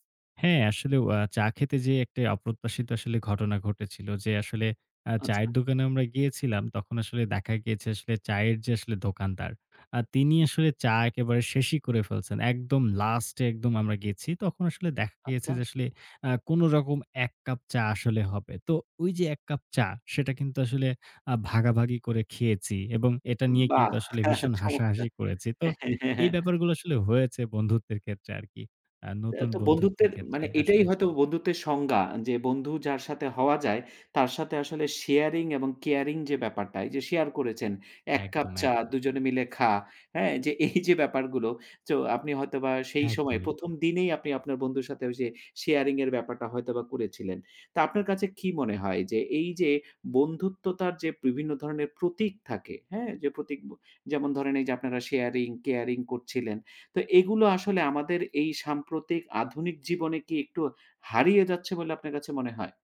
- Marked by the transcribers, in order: laughing while speaking: "চমৎকার"; chuckle; laughing while speaking: "এই যে ব্যাপারগুলো"
- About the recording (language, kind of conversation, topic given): Bengali, podcast, একা ভ্রমণে নতুন কারও সঙ্গে বন্ধুত্ব গড়ে ওঠার অভিজ্ঞতা কেমন ছিল?